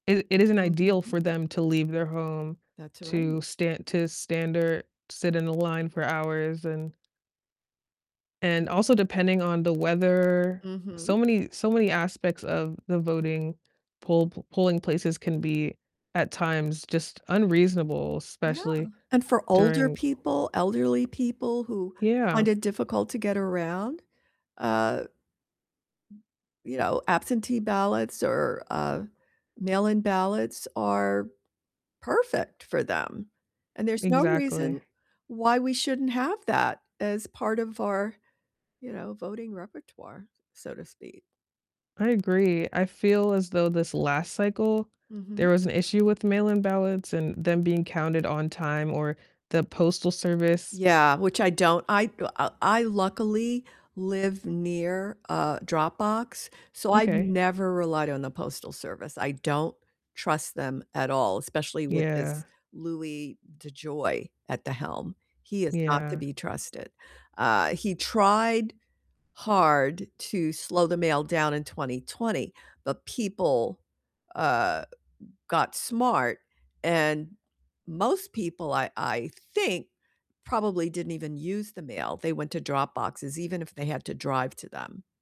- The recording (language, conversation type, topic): English, unstructured, How should we address concerns about the future of voting rights?
- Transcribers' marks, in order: distorted speech; tapping; other background noise